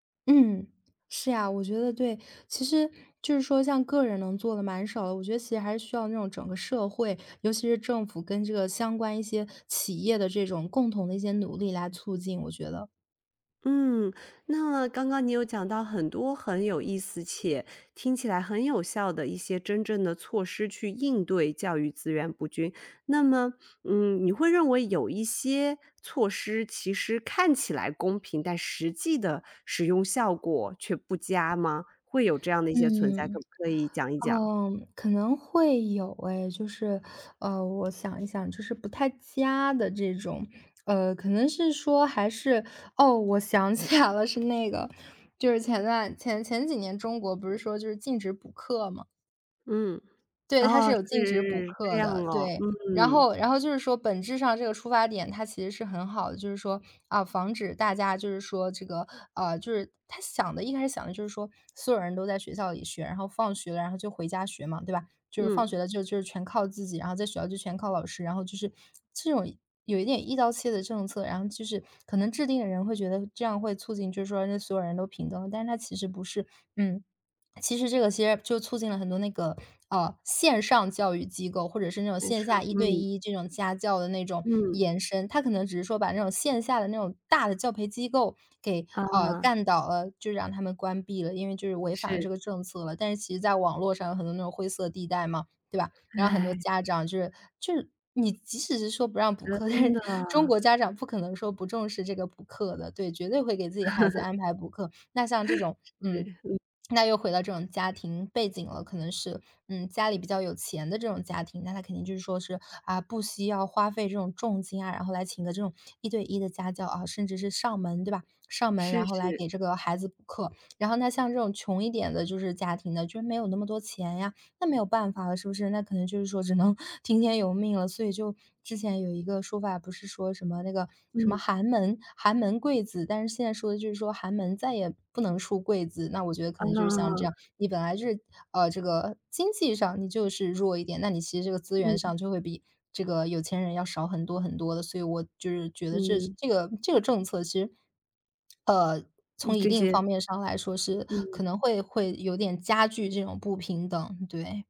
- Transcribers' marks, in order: other background noise; laughing while speaking: "起来了"; tapping; unintelligible speech; laughing while speaking: "但是"; chuckle; laugh; laughing while speaking: "只能"; lip smack
- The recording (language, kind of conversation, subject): Chinese, podcast, 学校应该如何应对教育资源不均的问题？